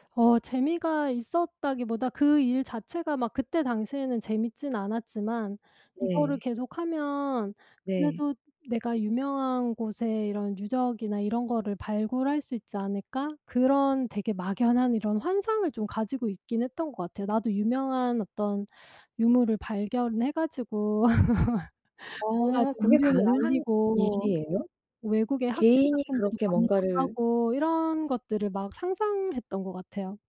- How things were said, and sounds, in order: laugh; other background noise
- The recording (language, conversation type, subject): Korean, podcast, 가족의 기대와 내 진로 선택이 엇갈렸을 때, 어떻게 대화를 풀고 합의했나요?